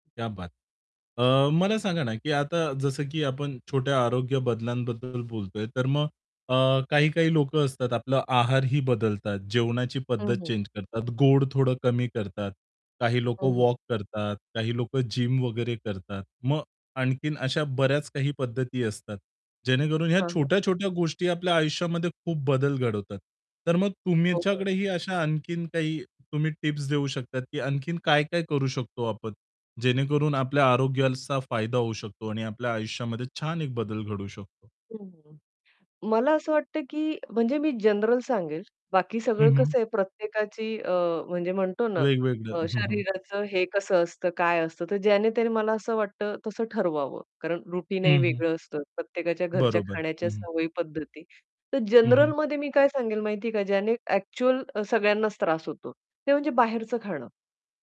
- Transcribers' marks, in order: other background noise; distorted speech; in Hindi: "क्या बात है!"; static; in English: "जिम"; in English: "रुटीनही"
- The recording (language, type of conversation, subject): Marathi, podcast, छोट्या आरोग्यविषयक बदलांनी तुमचे आयुष्य कसे बदलले?